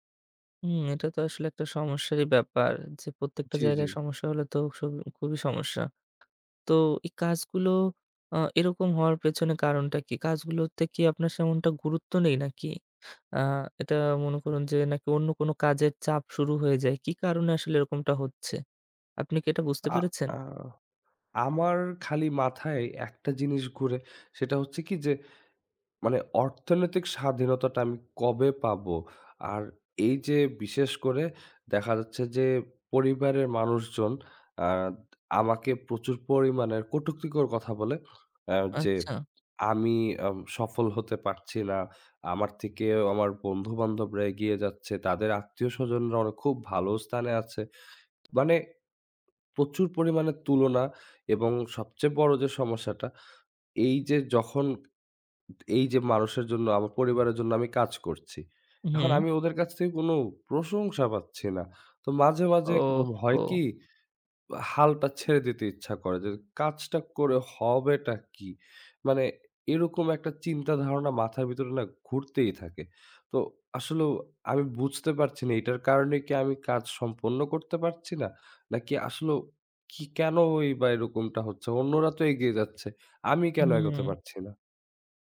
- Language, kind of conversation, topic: Bengali, advice, আধ-সম্পন্ন কাজগুলো জমে থাকে, শেষ করার সময়ই পাই না
- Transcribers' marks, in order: tapping; "তেমনটা" said as "সেমনটা"; snort; other background noise; horn